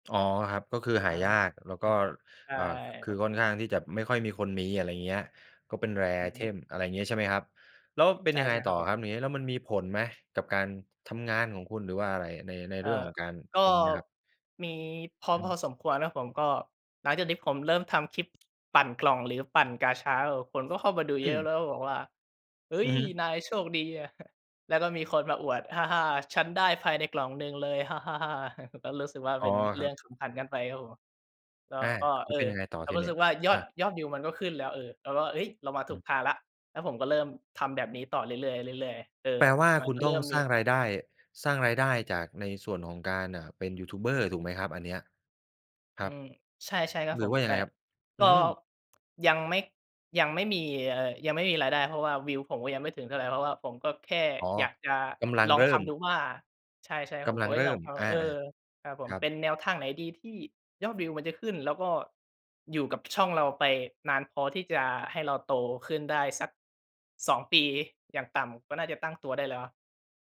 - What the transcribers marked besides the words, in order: in English: "rare item"; tapping; chuckle; chuckle; other background noise
- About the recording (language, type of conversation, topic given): Thai, podcast, การใช้สื่อสังคมออนไลน์มีผลต่อวิธีสร้างผลงานของคุณไหม?